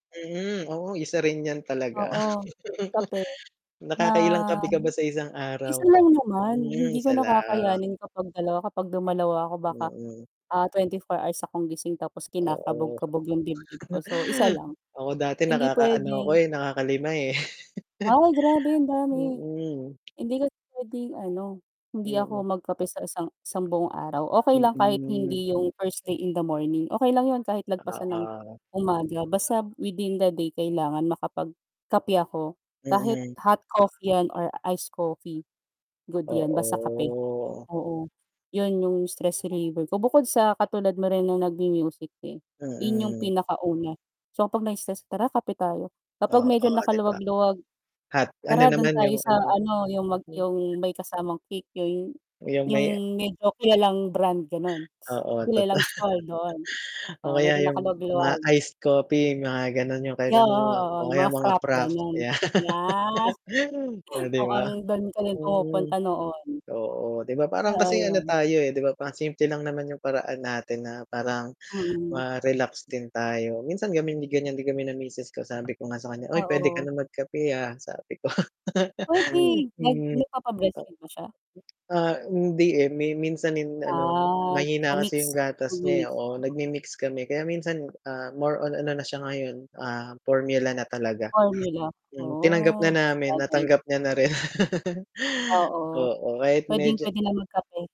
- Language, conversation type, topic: Filipino, unstructured, Paano mo pinangangalagaan ang iyong kalusugang pangkaisipan araw-araw?
- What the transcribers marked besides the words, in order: drawn out: "na"; chuckle; tapping; chuckle; chuckle; static; in English: "first thing in the morning"; drawn out: "Oo"; laughing while speaking: "totoo"; unintelligible speech; laughing while speaking: "'yan"; laugh; drawn out: "Yas"; "Yes" said as "Yas"; chuckle; other background noise; laugh; laugh